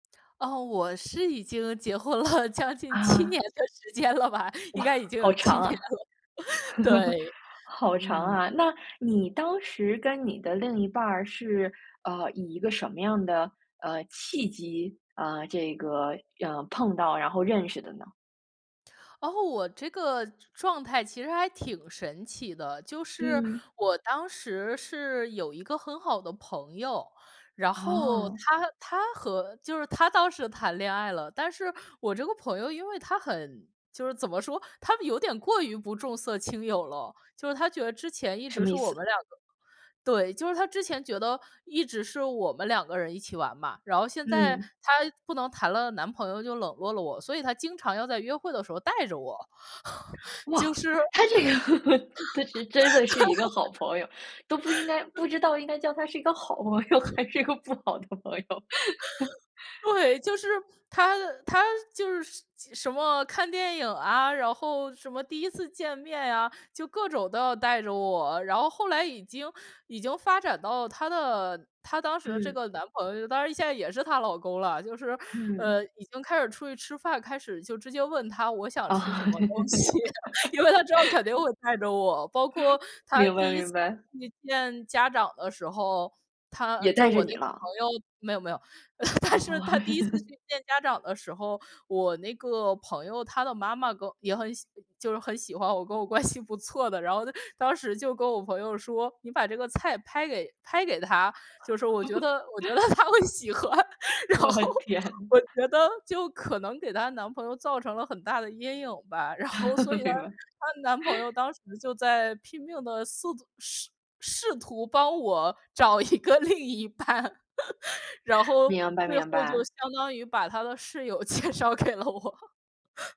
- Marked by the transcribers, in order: laughing while speaking: "婚了将近七 年的时间了吧，应该已经有七 年了"; laughing while speaking: "哇，好长啊"; laugh; surprised: "哇"; laughing while speaking: "这个，她是真的是一个好 … 个不好的朋友"; chuckle; laughing while speaking: "就是 对"; laugh; other background noise; laugh; laughing while speaking: "东西，因为她之后肯定会带着我"; laughing while speaking: "哦"; laugh; laughing while speaking: "明白，明白"; laughing while speaking: "但是他第一 次"; laughing while speaking: "哦"; laugh; laughing while speaking: "关系"; laugh; laughing while speaking: "我天"; laughing while speaking: "她会喜欢。然后我觉得"; laugh; laughing while speaking: "明白"; laugh; laughing while speaking: "然后"; laughing while speaking: "找一个另一半"; laugh; laughing while speaking: "介绍给了我"; laugh
- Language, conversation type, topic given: Chinese, podcast, 你能讲讲你第一次遇见未来伴侣的故事吗？